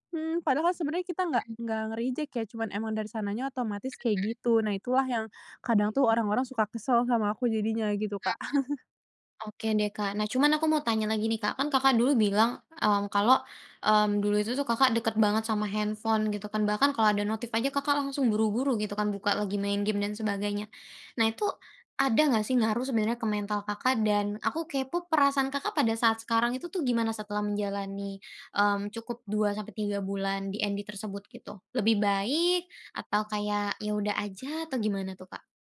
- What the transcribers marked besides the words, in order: in English: "nge-reject"; chuckle; in English: "DND"
- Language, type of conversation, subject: Indonesian, podcast, Bisakah kamu menceritakan momen tenang yang membuatmu merasa hidupmu berubah?